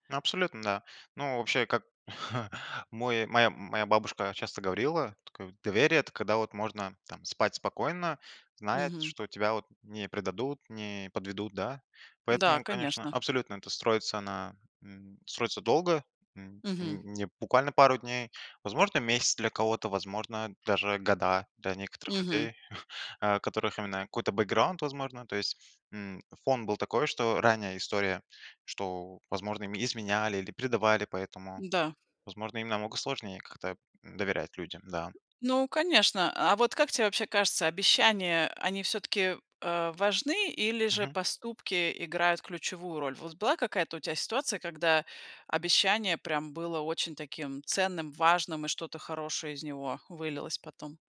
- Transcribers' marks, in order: chuckle; chuckle; tapping
- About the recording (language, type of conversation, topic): Russian, podcast, Что важнее для доверия: обещания или поступки?